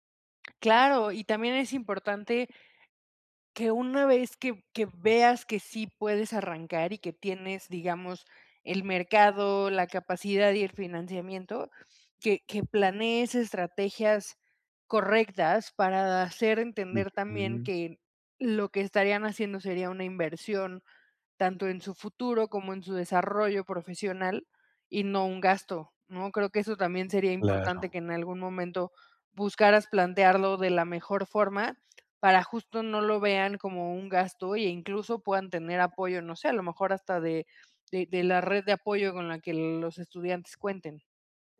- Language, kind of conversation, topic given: Spanish, advice, ¿Cómo puedo validar si mi idea de negocio tiene un mercado real?
- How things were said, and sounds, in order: tapping